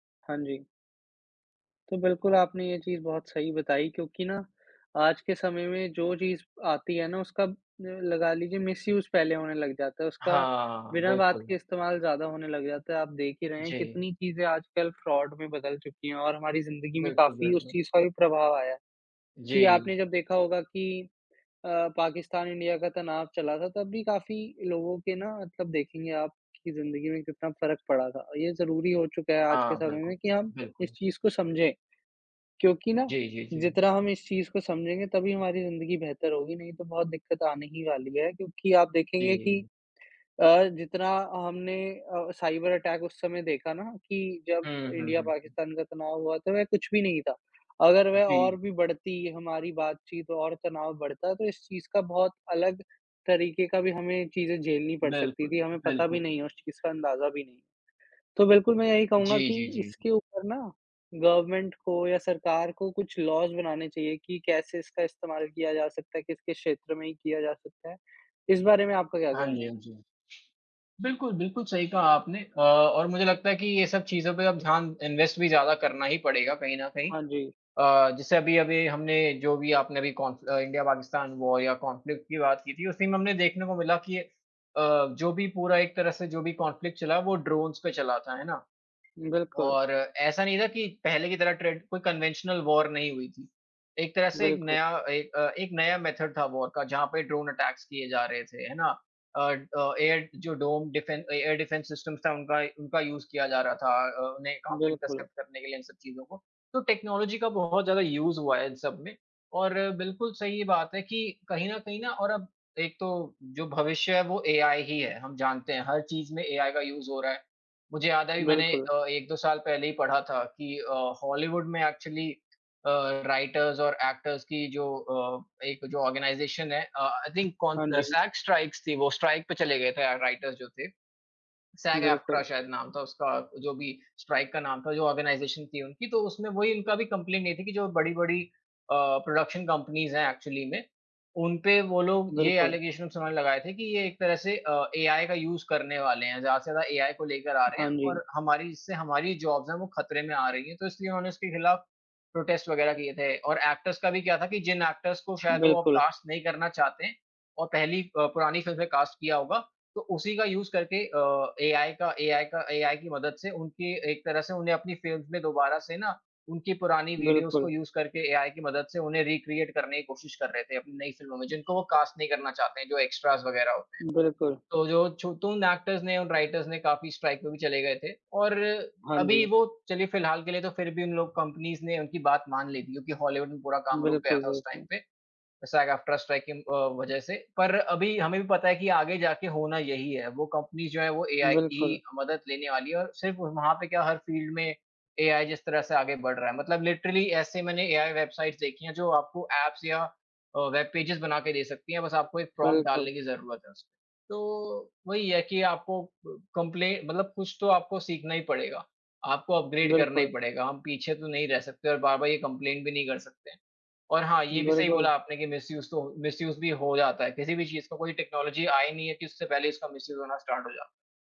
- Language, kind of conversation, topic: Hindi, unstructured, क्या आपको लगता है कि कृत्रिम बुद्धिमत्ता मानवता के लिए खतरा है?
- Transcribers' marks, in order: fan; other background noise; in English: "मिसयूज़"; in English: "फ्रॉड"; in English: "गवर्नमेंट"; in English: "लॉज़"; in English: "इन्वेस्ट"; tapping; in English: "वॉर"; in English: "कॉन्फ्लिक्ट"; in English: "कॉन्फ्लिक्ट"; in English: "ड्रोन्स"; in English: "कन्वेंशनल वॉर"; in English: "मेथड"; in English: "वॉर"; in English: "ड्रोन अटैक्स"; in English: "एयर डिफेंस सिस्टम"; in English: "यूज़"; in English: "इंटरसेप्ट"; in English: "टेक्नोलॉजी"; in English: "यूज़"; in English: "यूज़"; in English: "एक्चुअली"; in English: "राइटर्स"; in English: "एक्टर्स"; in English: "ऑर्गनाइज़ेशन"; in English: "आई थिंक कोन"; in English: "सैग स्ट्राइक्स"; in English: "स्ट्राइक"; in English: "राइटर्स"; in English: "स्ट्राइक"; in English: "ऑर्गनाइज़ेशन"; in English: "कम्प्लेंट"; in English: "प्रोडक्शन कंपनीज़"; in English: "एक्चुअली"; in English: "एलिगेशन्स"; in English: "यूज़"; in English: "जॉब्स"; in English: "प्रोटेस्ट"; in English: "एक्टर्स"; in English: "एक्टर्स"; in English: "कास्ट"; in English: "कास्ट"; in English: "यूज़"; in English: "फ़िल्म्स"; in English: "वीडियोज़"; in English: "यूज़"; in English: "रीक्रिएट"; in English: "कास्ट"; in English: "एक्स्ट्राज़"; in English: "एक्टर्स"; in English: "राइटर्स"; in English: "स्ट्राइक"; in English: "कंपनीज़"; in English: "टाइम"; in English: "सैग-एफ़्ट्रा स्ट्राइक"; in English: "कंपनीज़"; in English: "फ़ील्ड"; in English: "लिटरली"; in English: "एआई वेबसाइट्स"; in English: "एप्स"; in English: "वेब पेजेस"; in English: "अपग्रैड"; in English: "कम्प्लेन"; in English: "मिसयूज़"; in English: "मिसयूज़"; in English: "टेक्नॉलजी"; in English: "मिसयूज़"; in English: "स्टार्ट"